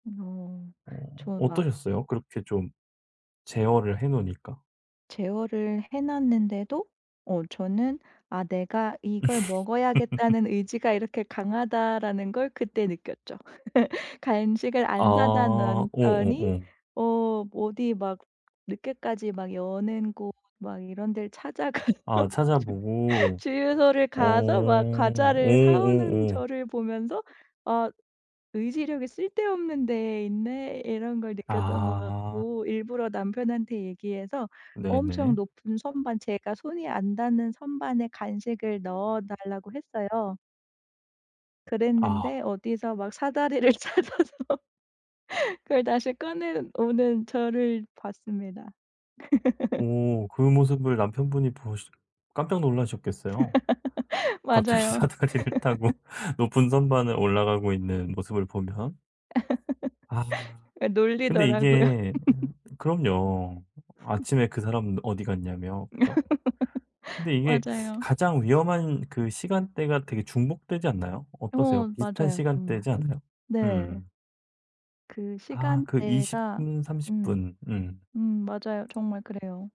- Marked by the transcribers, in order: laugh; laugh; other background noise; laughing while speaking: "찾아가서 주"; laughing while speaking: "사다리를 찾아서"; laugh; laugh; laughing while speaking: "갑자기 사다리를 타고"; laugh; laugh; laughing while speaking: "놀리더라고요"; laugh
- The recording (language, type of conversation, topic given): Korean, advice, 야식이나 과자를 끊기 어려운데, 자기통제를 위해 어떤 지침을 세우면 좋을까요?